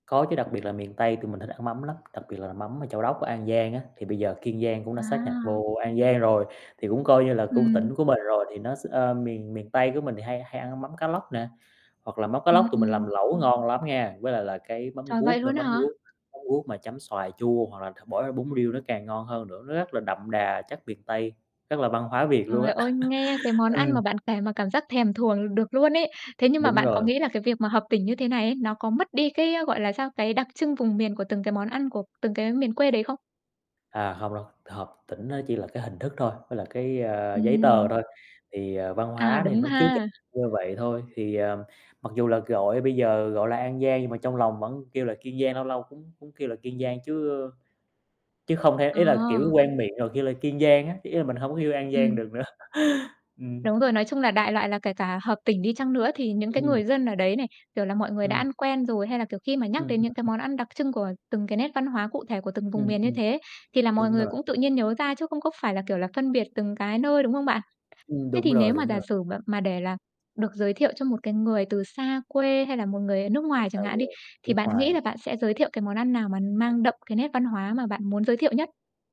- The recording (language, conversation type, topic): Vietnamese, podcast, Bạn nghĩ ẩm thực giúp gìn giữ văn hoá như thế nào?
- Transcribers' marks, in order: distorted speech; other background noise; chuckle; unintelligible speech; laughing while speaking: "nữa"; unintelligible speech; static; tapping